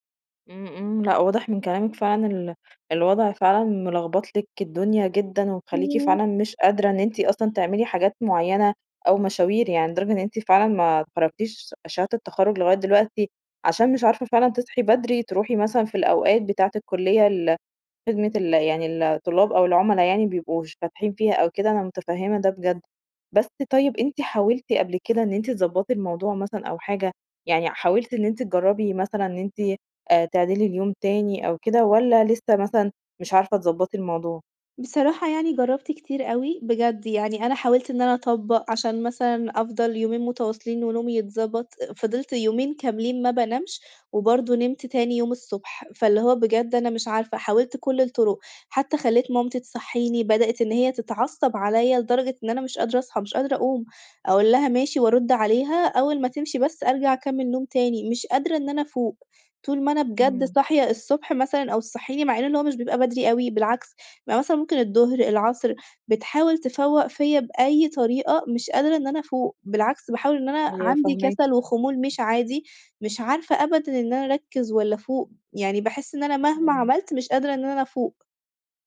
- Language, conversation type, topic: Arabic, advice, ازاي اقدر انام كويس واثبت على ميعاد نوم منتظم؟
- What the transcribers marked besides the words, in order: horn; other background noise; tapping